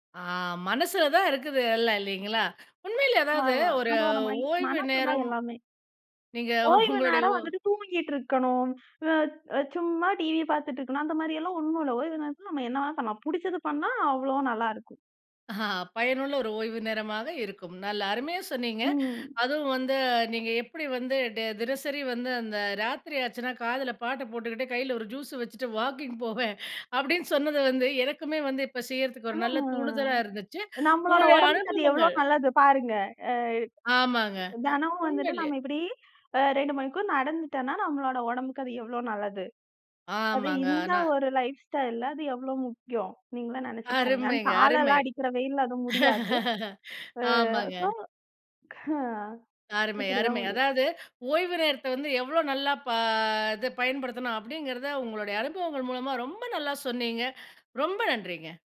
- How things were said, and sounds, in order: "நேரத்துல" said as "நேத்ல"; laughing while speaking: "வாக்கிங் போவேன்"; in English: "வாக்கிங்"; drawn out: "அ"; in English: "லைஃப் ஸ்டைல்ல"; laugh; in English: "ஸோ"
- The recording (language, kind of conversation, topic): Tamil, podcast, நீங்கள் ஓய்வெடுக்க தினசரி என்ன பழக்கங்களைப் பின்பற்றுகிறீர்கள்?